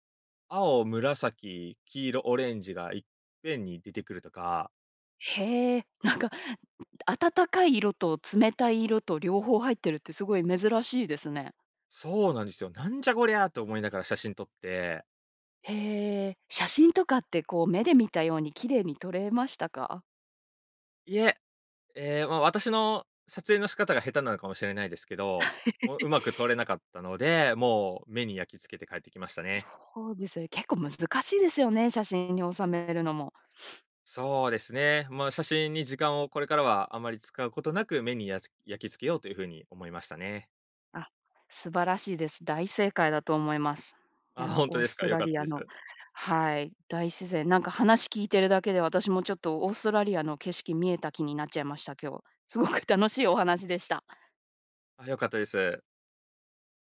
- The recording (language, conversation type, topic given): Japanese, podcast, 自然の中で最も感動した体験は何ですか？
- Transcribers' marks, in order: laugh; sniff; laughing while speaking: "すごく"